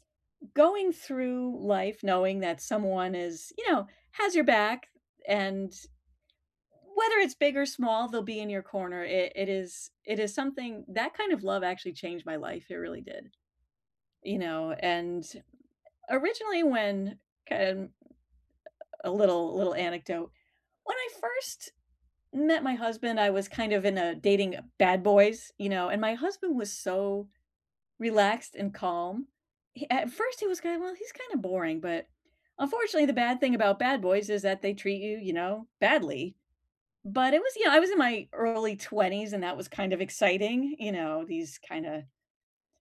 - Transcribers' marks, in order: other background noise
- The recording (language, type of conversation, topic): English, unstructured, What’s something small that can make a big difference in love?
- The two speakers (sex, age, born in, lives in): female, 45-49, United States, United States; female, 65-69, United States, United States